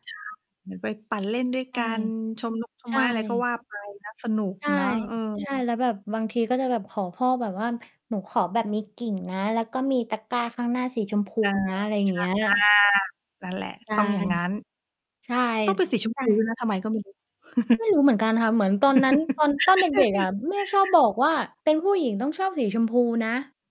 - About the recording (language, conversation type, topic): Thai, unstructured, ช่วงเวลาใดที่ทำให้คุณคิดถึงวัยเด็กมากที่สุด?
- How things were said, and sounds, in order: static; distorted speech; mechanical hum; chuckle; laugh